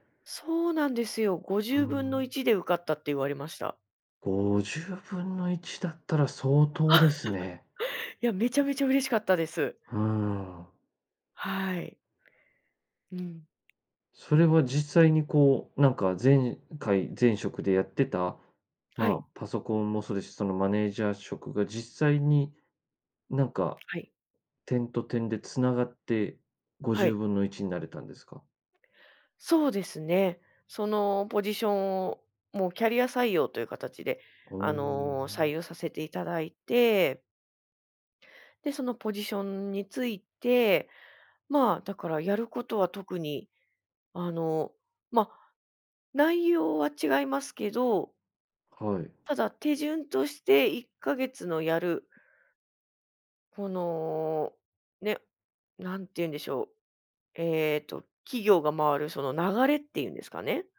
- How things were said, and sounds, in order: chuckle; tapping; other background noise
- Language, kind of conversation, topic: Japanese, podcast, スキルを他の業界でどのように活かせますか？